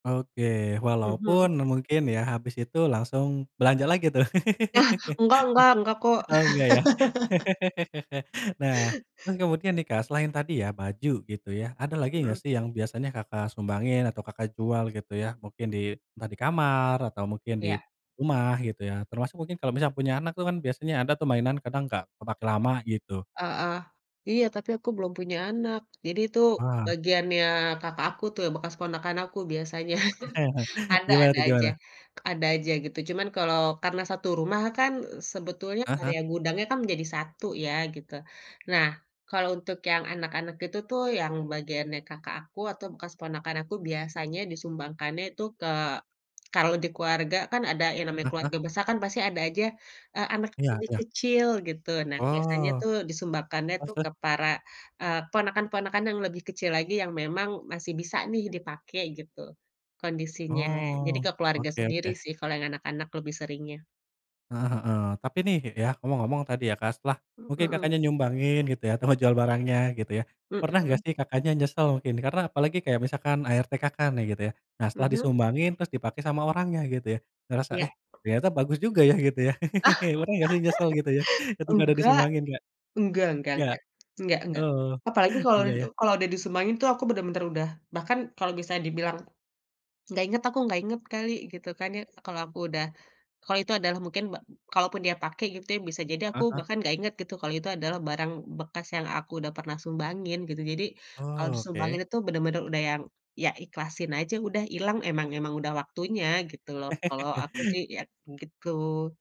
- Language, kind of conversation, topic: Indonesian, podcast, Pernah nggak kamu merasa lega setelah mengurangi barang?
- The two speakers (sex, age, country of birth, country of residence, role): female, 35-39, Indonesia, Indonesia, guest; male, 25-29, Indonesia, Indonesia, host
- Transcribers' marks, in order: laugh; laugh; laugh; chuckle; tapping; laugh; laugh; laugh